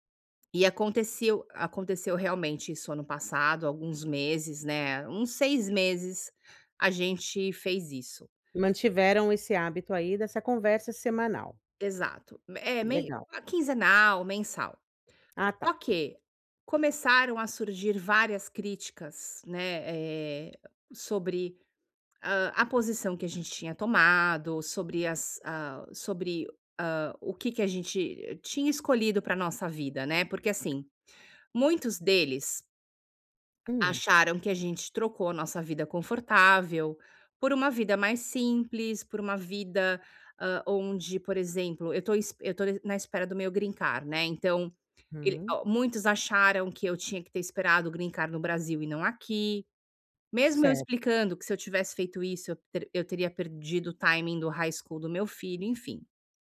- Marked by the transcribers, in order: tapping; in English: "greencard"; in English: "greencard"; in English: "timing"; in English: "high school"
- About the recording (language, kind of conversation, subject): Portuguese, advice, Como posso me reconectar com familiares e amigos que moram longe?